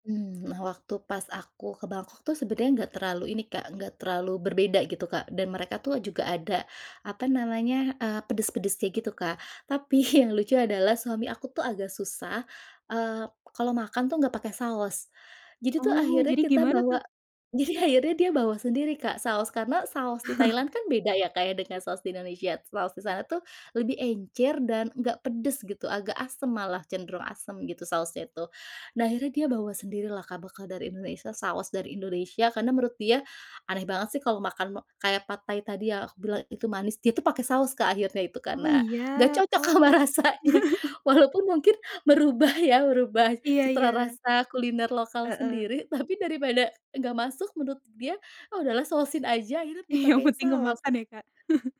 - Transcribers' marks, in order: laughing while speaking: "Tapi"; other background noise; chuckle; tapping; chuckle; laughing while speaking: "sama rasanya"; laughing while speaking: "merubah"; chuckle
- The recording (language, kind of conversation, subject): Indonesian, podcast, Apa pengalaman kuliner lokal paling tidak terlupakan yang pernah kamu coba?